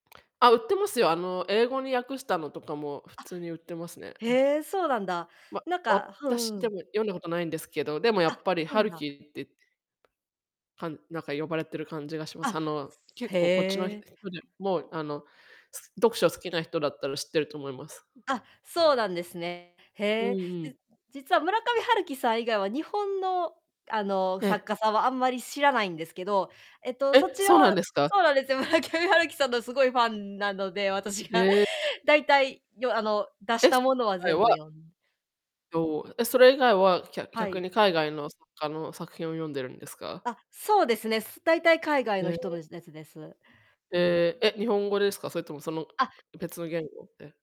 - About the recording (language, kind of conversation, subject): Japanese, unstructured, 読書はお好きですか？どんな本を読まれますか？
- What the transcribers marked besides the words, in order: distorted speech